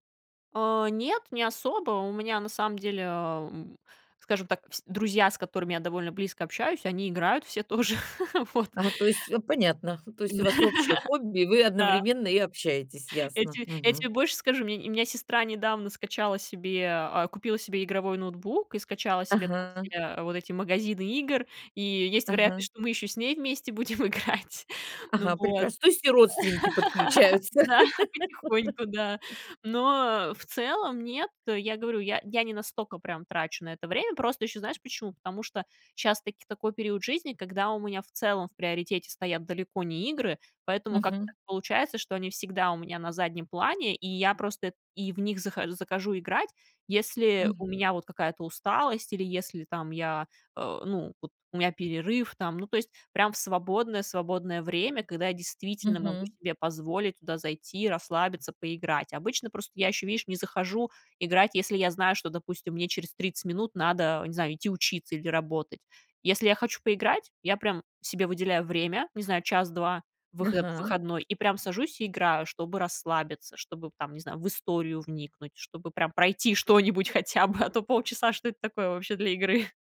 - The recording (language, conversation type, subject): Russian, podcast, Как хобби влияет на повседневную жизнь?
- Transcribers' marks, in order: laughing while speaking: "тоже"; other background noise; tapping; laughing while speaking: "Да"; laugh; laughing while speaking: "будем играть"; laugh; laugh; laughing while speaking: "игры"